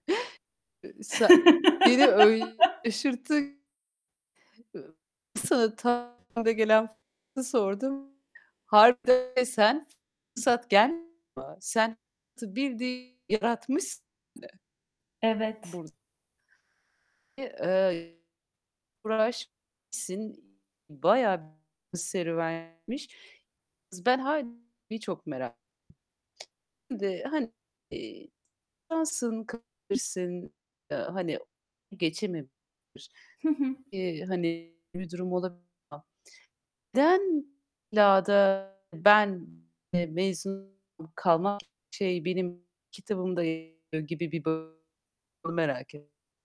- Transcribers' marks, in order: gasp; tapping; laugh; distorted speech; static
- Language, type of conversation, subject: Turkish, podcast, Tam vaktinde karşıma çıkan bir fırsatı nasıl yakaladım?